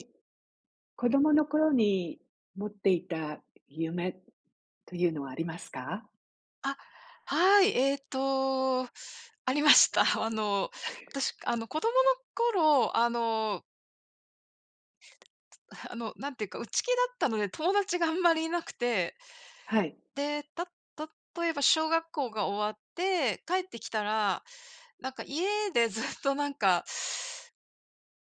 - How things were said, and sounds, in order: other noise; other background noise
- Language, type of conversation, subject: Japanese, unstructured, 子どもの頃に抱いていた夢は何で、今はどうなっていますか？